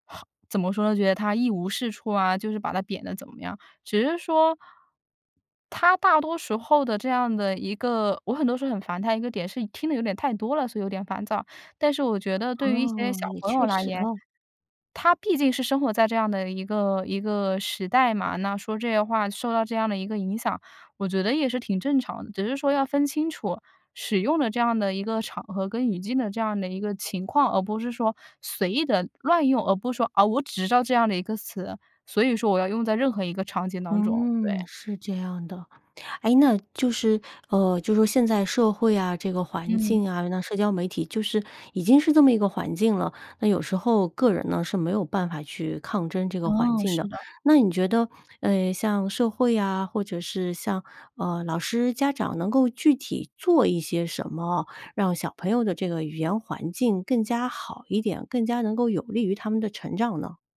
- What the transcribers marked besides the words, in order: none
- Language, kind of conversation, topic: Chinese, podcast, 你觉得网络语言对传统语言有什么影响？